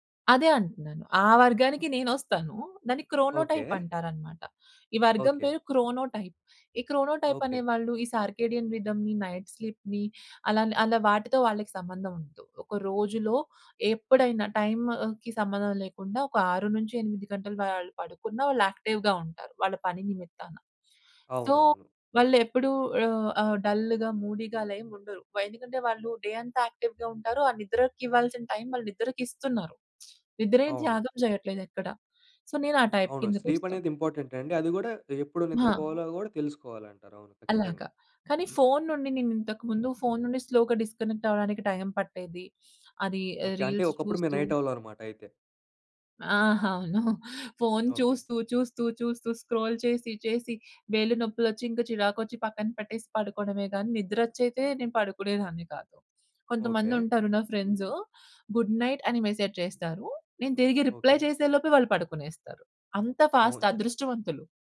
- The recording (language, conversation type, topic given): Telugu, podcast, రాత్రి నిద్రకు వెళ్లే ముందు మీ దినచర్య ఎలా ఉంటుంది?
- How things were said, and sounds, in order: in English: "క్రోనోటైప్"; in English: "క్రోనోటైప్"; in English: "క్రోనోటైప్"; in English: "సార్కేడియన్ రిథమ్‌ని, నైట్ స్లీప్‌ని"; in English: "యాక్టివ్‌గా"; in English: "సో"; in English: "డల్‌గా, మూడీగా"; in English: "డే"; in English: "యాక్టివ్‌గా"; lip smack; in English: "సో"; in English: "టైప్"; in English: "స్లీప్"; in English: "ఇంపార్టెంట్"; in English: "స్లో‌గా డిస్‌కనెక్ట్"; in English: "రీల్స్"; in English: "నైట్"; giggle; in English: "స్క్రోల్"; in English: "ఫ్రెండ్స్ గుడ్‌నైట్ అని మెసేజ్"; in English: "రిప్లై"; in English: "ఫాస్ట్"